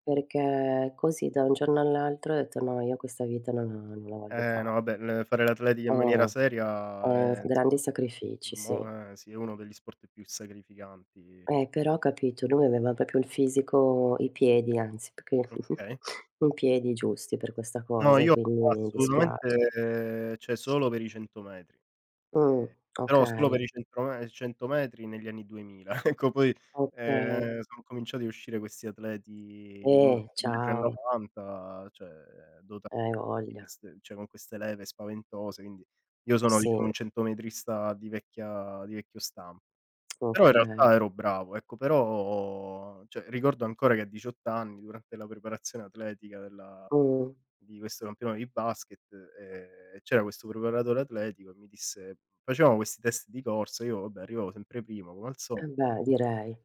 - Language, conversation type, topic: Italian, unstructured, Qual è l’attività fisica ideale per te per rimanere in forma?
- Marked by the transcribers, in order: tapping; "proprio" said as "propo"; chuckle; drawn out: "assolutamente"; "cioè" said as "ceh"; laughing while speaking: "ecco"; "cioè" said as "ceh"; unintelligible speech; "cioè" said as "ceh"; drawn out: "però"; "cioè" said as "ceh"